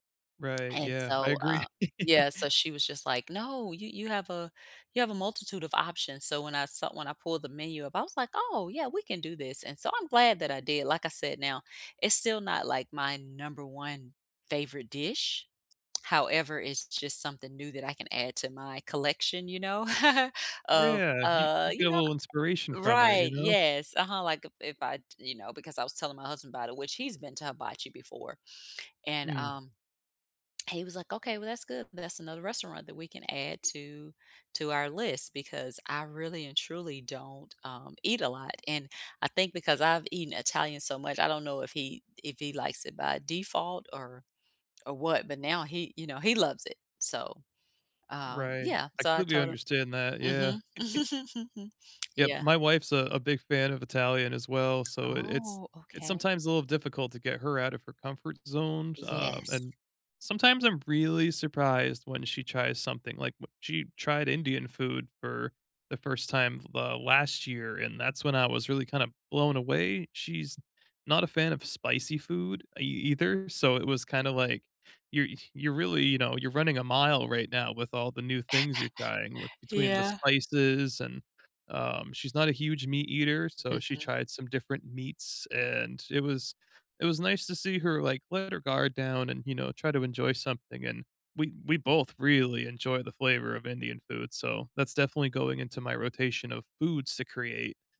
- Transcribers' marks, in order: chuckle; chuckle; chuckle; lip smack; tapping; laugh
- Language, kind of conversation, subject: English, unstructured, What kinds of flavors or foods have you started to enjoy more recently?
- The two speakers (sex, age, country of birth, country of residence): female, 45-49, United States, United States; male, 35-39, United States, United States